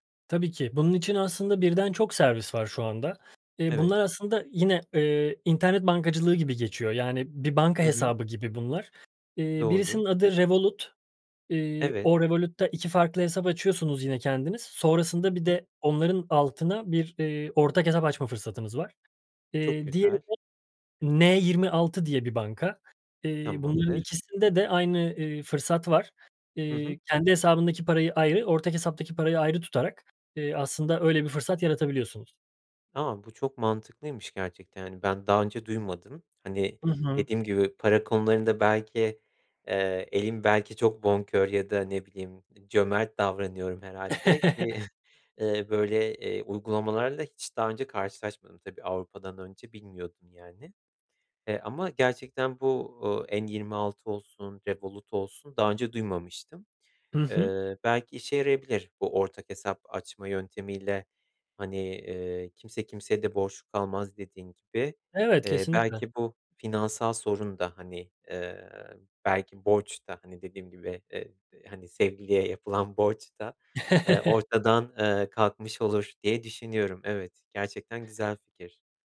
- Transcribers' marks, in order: tapping; other background noise; chuckle; chuckle
- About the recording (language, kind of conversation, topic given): Turkish, advice, Para ve finansal anlaşmazlıklar